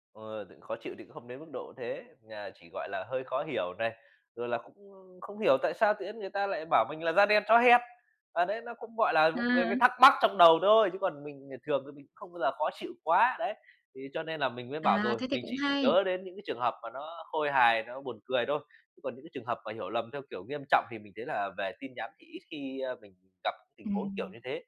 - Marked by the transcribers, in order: none
- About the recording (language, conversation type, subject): Vietnamese, podcast, Bạn xử lý hiểu lầm qua tin nhắn như thế nào?